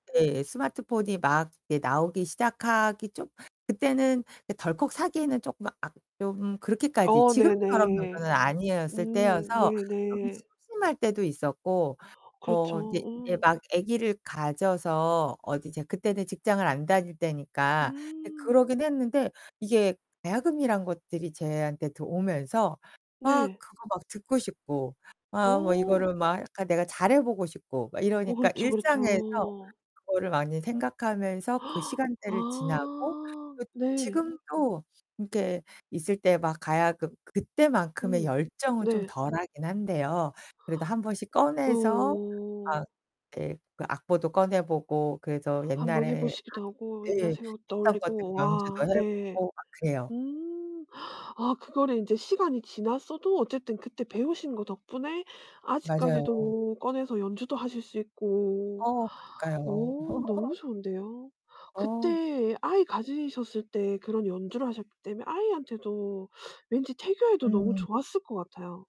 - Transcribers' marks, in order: other background noise; distorted speech; "저한테" said as "제한테"; gasp; background speech; gasp; gasp; laugh
- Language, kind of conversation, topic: Korean, podcast, 취미를 하면서 가장 기억에 남는 경험은 무엇인가요?